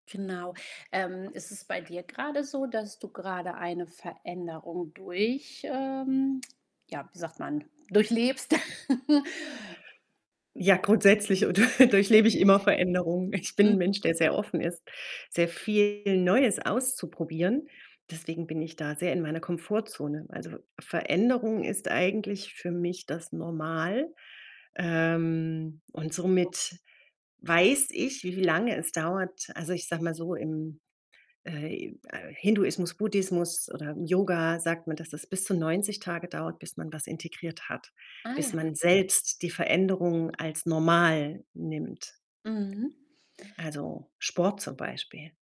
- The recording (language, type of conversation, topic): German, podcast, Wie kann man Veränderung so zeigen, dass sie glaubwürdig wirkt?
- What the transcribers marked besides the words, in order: static; other background noise; tsk; chuckle; laughing while speaking: "oder"; distorted speech; unintelligible speech; stressed: "selbst"; stressed: "normal"